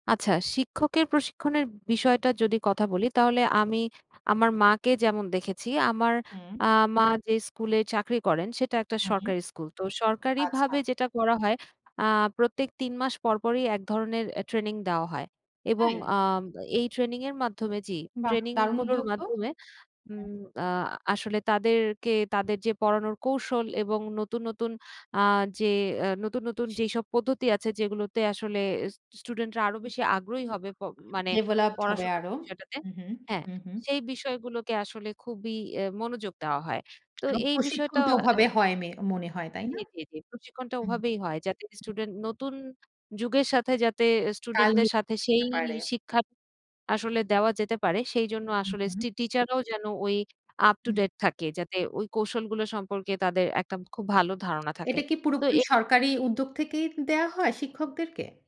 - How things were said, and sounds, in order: other background noise; in English: "developed"; tapping; unintelligible speech; in English: "up to date"
- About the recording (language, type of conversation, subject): Bengali, podcast, শিক্ষায় সমতা নিশ্চিত করতে আমাদের কী কী পদক্ষেপ নেওয়া উচিত বলে আপনি মনে করেন?